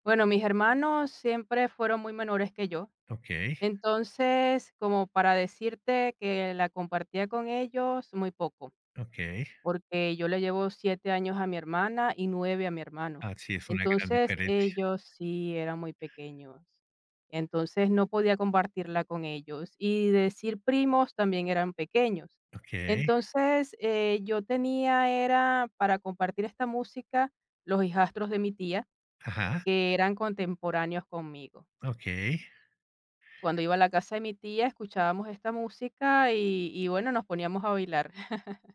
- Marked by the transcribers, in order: chuckle
- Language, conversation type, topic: Spanish, podcast, Oye, ¿cómo descubriste la música que marcó tu adolescencia?
- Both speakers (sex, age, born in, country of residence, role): female, 50-54, Venezuela, Italy, guest; male, 60-64, Mexico, Mexico, host